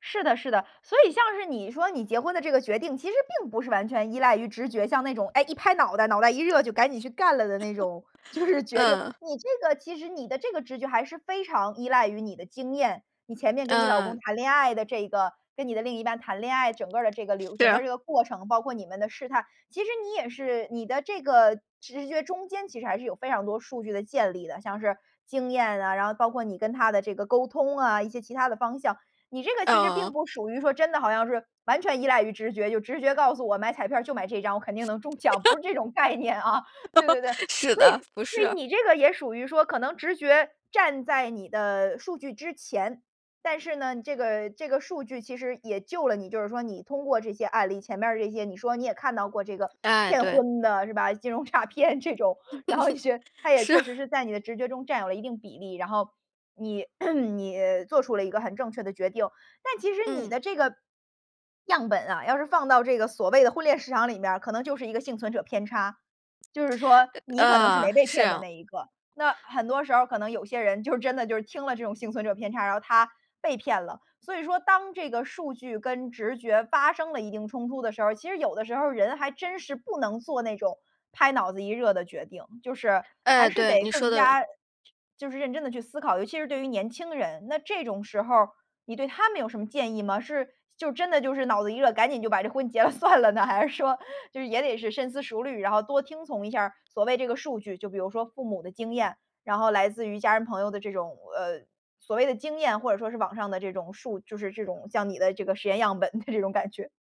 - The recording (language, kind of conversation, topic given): Chinese, podcast, 做决定时你更相信直觉还是更依赖数据？
- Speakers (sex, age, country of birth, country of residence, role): female, 20-24, China, United States, host; female, 35-39, China, United States, guest
- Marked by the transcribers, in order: laughing while speaking: "就是"; chuckle; other background noise; laughing while speaking: "这种概念啊"; laughing while speaking: "诈骗"; chuckle; laughing while speaking: "是啊"; throat clearing; other noise; laughing while speaking: "就"; laughing while speaking: "算了呢？还是说"; laughing while speaking: "的"